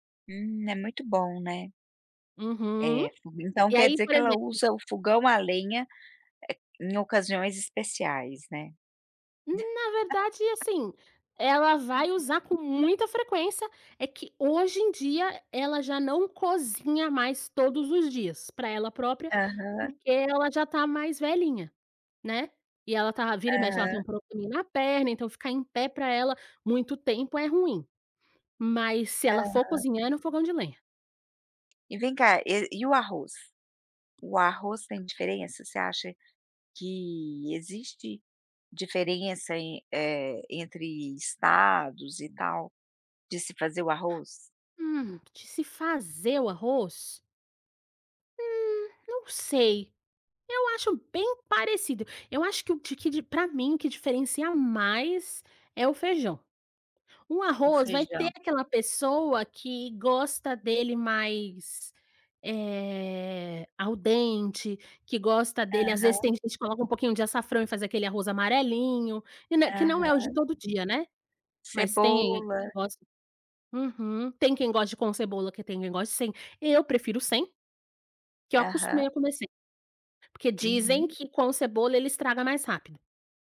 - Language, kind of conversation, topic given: Portuguese, podcast, Como a comida expressa suas raízes culturais?
- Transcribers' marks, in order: laugh; tapping; other background noise; in Italian: "al dente"